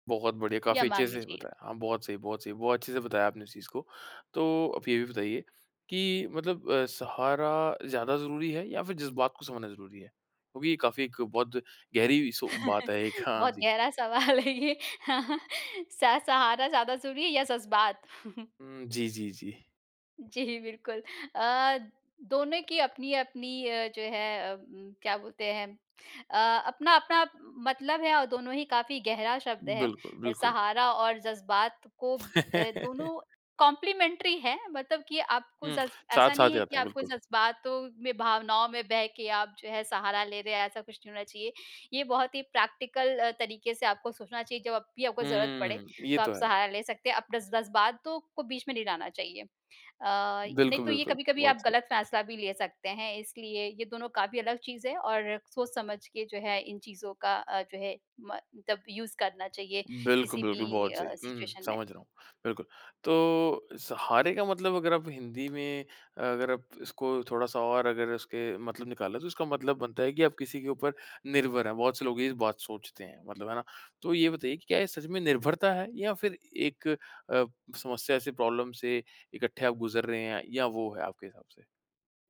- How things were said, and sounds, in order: laughing while speaking: "बहुत गहरा सवाल है ये … है या ज़ज़्बात ?"; laughing while speaking: "एक"; laughing while speaking: "जी, बिल्कुल"; in English: "कॉम्प्लीमेंट्री"; laugh; in English: "प्रैक्टिकल"; in English: "यूज़"; in English: "सिचुएशन"; tapping; in English: "प्रॉब्लम"
- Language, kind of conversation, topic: Hindi, podcast, कठिन समय में आपके लिए सबसे भरोसेमंद सहारा कौन बनता है और क्यों?